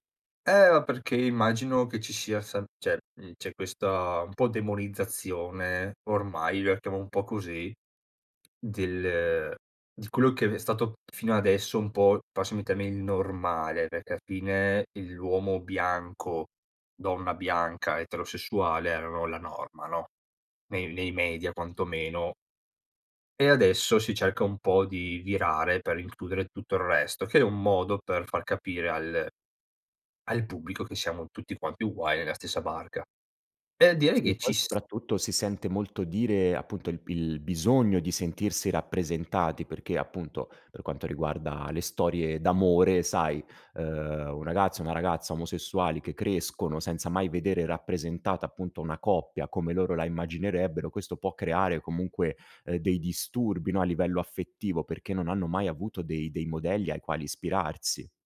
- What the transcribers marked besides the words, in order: "cioè" said as "ceh"; tapping; "nella" said as "nea"
- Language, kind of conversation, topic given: Italian, podcast, Qual è, secondo te, l’importanza della diversità nelle storie?